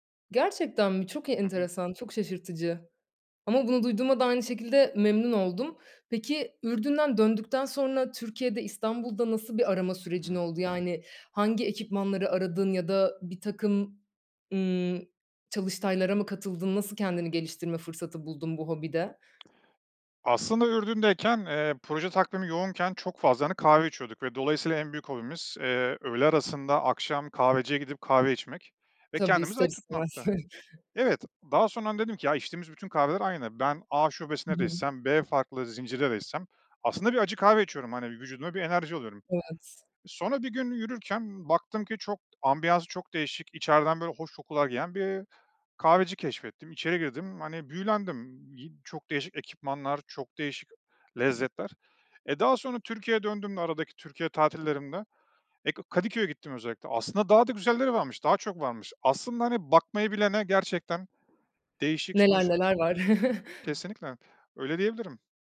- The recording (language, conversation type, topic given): Turkish, podcast, Bu yaratıcı hobinle ilk ne zaman ve nasıl tanıştın?
- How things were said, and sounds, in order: background speech; tapping; chuckle; "gelen" said as "geyen"; other background noise; chuckle